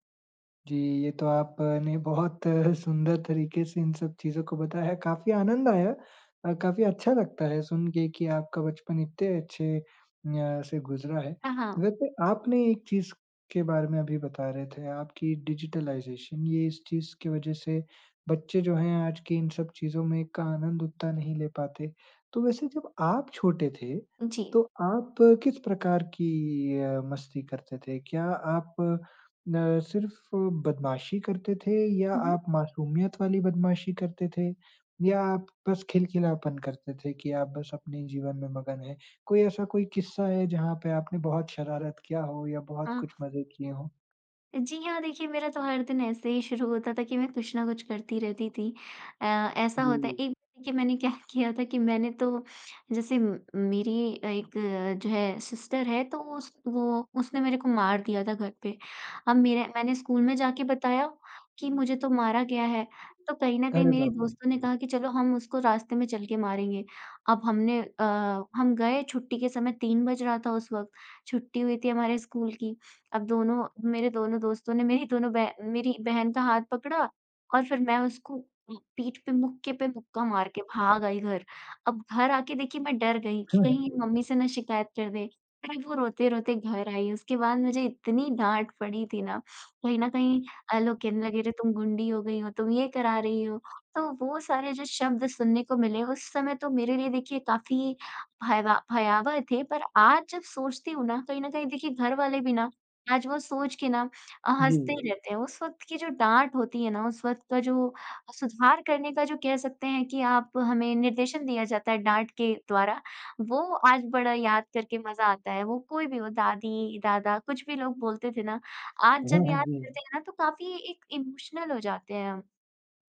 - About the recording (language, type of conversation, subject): Hindi, podcast, बचपन की कौन-सी ऐसी याद है जो आज भी आपको हँसा देती है?
- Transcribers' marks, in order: laughing while speaking: "बहुत"; laughing while speaking: "बताया"; in English: "डिजिटलाइज़ेशन"; laughing while speaking: "क्या"; in English: "सिस्टर"; chuckle; other background noise; laughing while speaking: "वाह!"; in English: "इमोशनल"